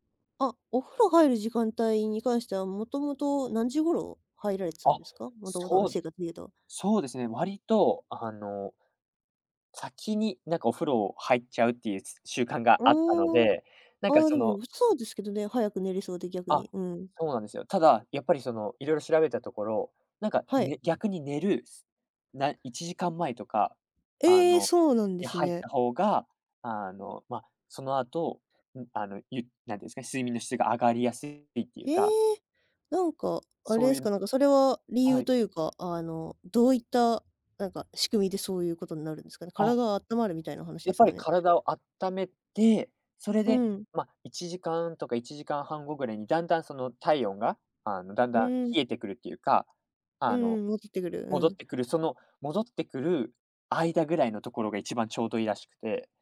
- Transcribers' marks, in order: tapping
- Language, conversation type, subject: Japanese, podcast, 睡眠の質を上げるために、普段どんなことを心がけていますか？